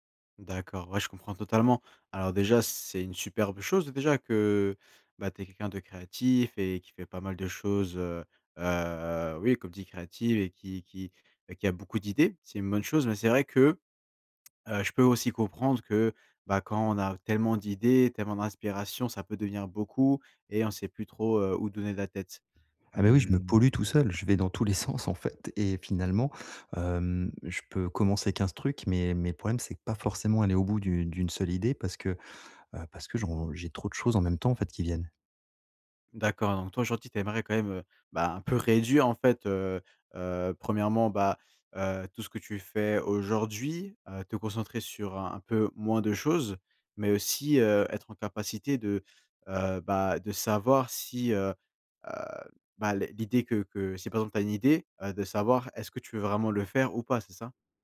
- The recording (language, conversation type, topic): French, advice, Comment puis-je filtrer et prioriser les idées qui m’inspirent le plus ?
- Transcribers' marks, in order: none